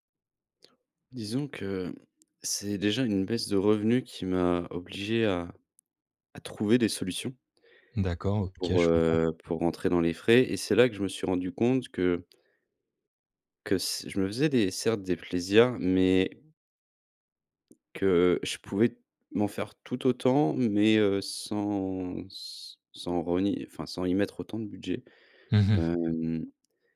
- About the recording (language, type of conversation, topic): French, advice, Comment concilier qualité de vie et dépenses raisonnables au quotidien ?
- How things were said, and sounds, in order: none